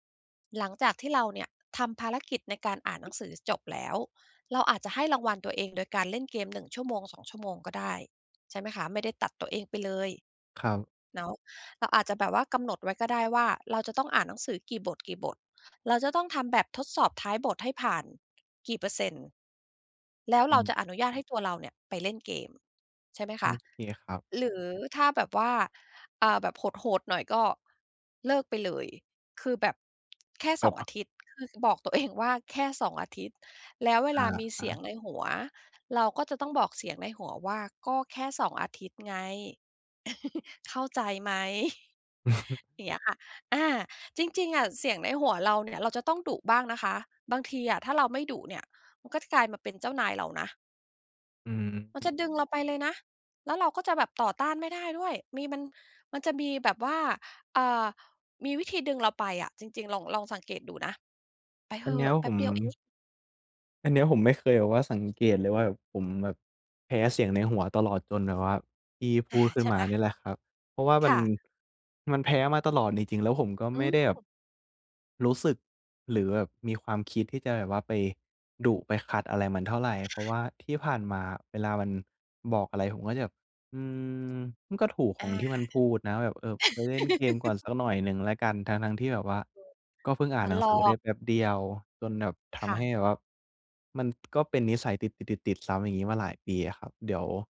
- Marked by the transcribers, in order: other background noise; laughing while speaking: "ตัวเอง"; chuckle; laughing while speaking: "ไหม ?"; laughing while speaking: "อือฮึ"; laugh
- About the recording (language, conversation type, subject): Thai, advice, ฉันจะหยุดทำพฤติกรรมเดิมที่ไม่ดีต่อฉันได้อย่างไร?